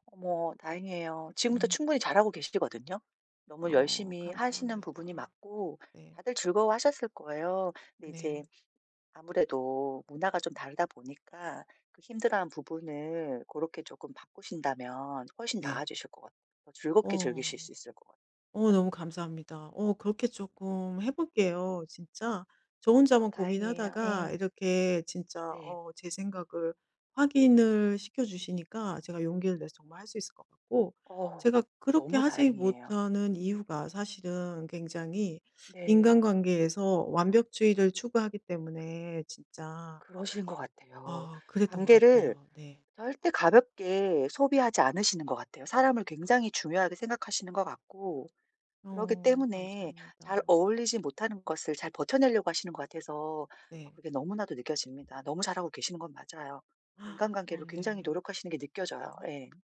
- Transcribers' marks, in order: tapping; other background noise; laugh; gasp
- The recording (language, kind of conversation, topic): Korean, advice, 파티에서 다른 사람들과 잘 어울리지 못할 때 어떻게 하면 좋을까요?